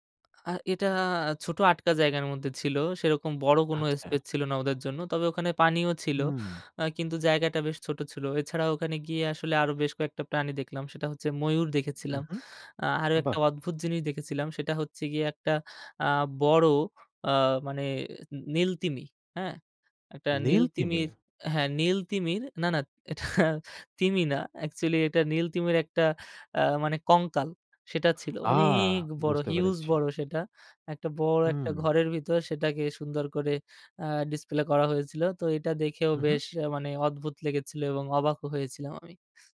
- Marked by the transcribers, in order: laughing while speaking: "এটা"; in English: "অ্যাকচুয়ালি"
- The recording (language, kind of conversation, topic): Bengali, podcast, তোমার জীবনে কোন ভ্রমণটা তোমার ওপর সবচেয়ে বেশি ছাপ ফেলেছে?